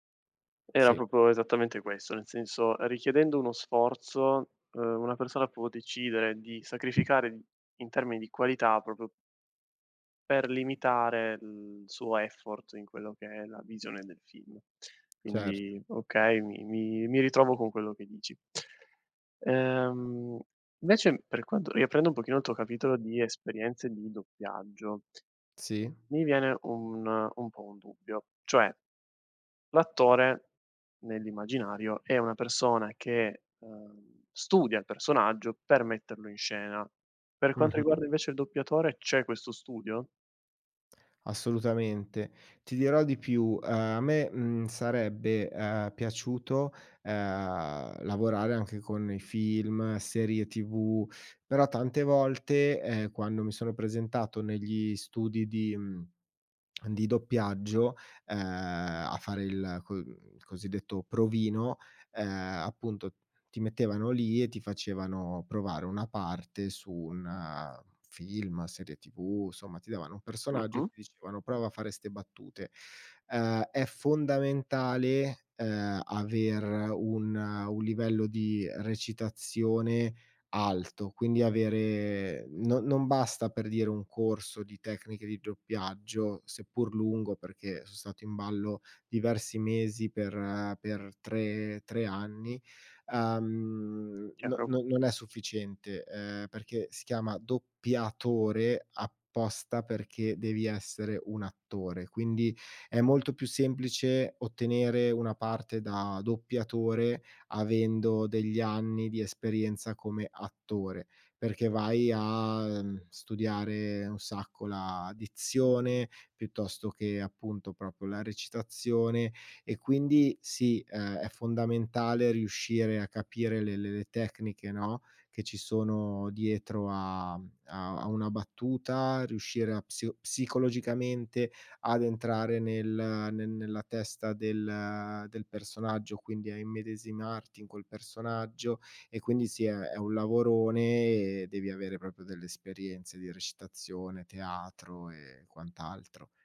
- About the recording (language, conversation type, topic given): Italian, podcast, Che ruolo ha il doppiaggio nei tuoi film preferiti?
- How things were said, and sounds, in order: "proprio" said as "propo"; other background noise; "proprio" said as "propo"; in English: "effort"; "invece" said as "vecem"; stressed: "doppiatore"; "proprio" said as "propo"; "proprio" said as "propio"